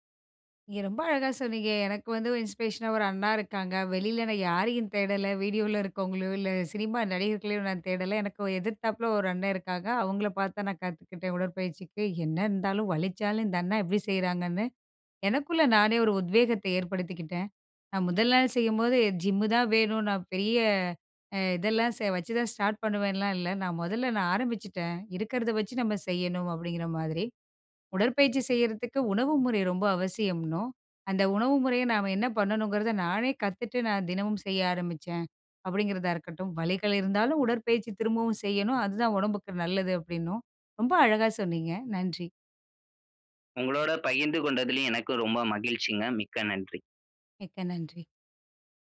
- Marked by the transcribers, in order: in English: "இன்ஸ்பிரேஷனா"; in English: "ஜிம்மு"; in English: "ஸ்டார்ட்"
- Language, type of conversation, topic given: Tamil, podcast, உடற்பயிற்சி தொடங்க உங்களைத் தூண்டிய அனுபவக் கதை என்ன?